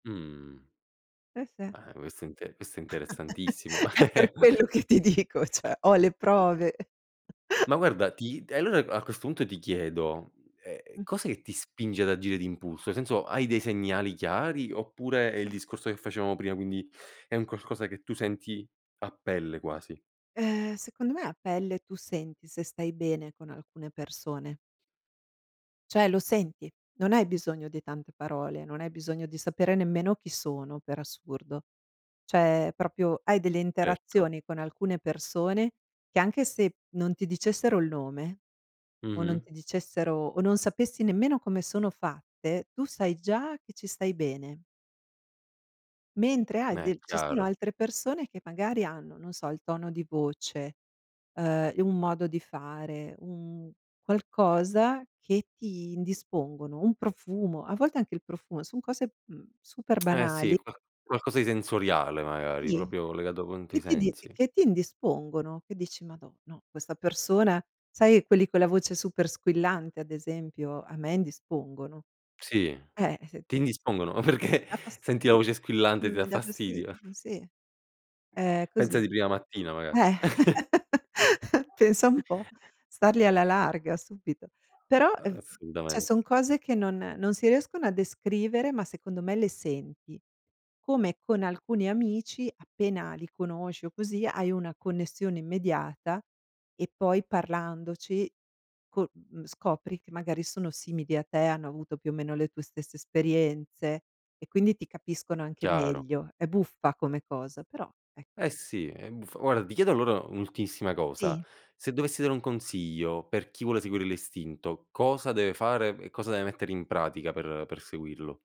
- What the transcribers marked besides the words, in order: chuckle; laughing while speaking: "È per quello che ti dico, ceh"; "cioè" said as "ceh"; chuckle; other background noise; chuckle; "Cioè" said as "ceh"; "Cioè" said as "ceh"; "proprio" said as "propio"; tsk; "proprio" said as "propio"; laughing while speaking: "perché"; laugh; chuckle; background speech; "cioè" said as "ceh"; "guarda" said as "guara"
- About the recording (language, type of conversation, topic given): Italian, podcast, Quando segui l’istinto e quando, invece, ti fermi a riflettere?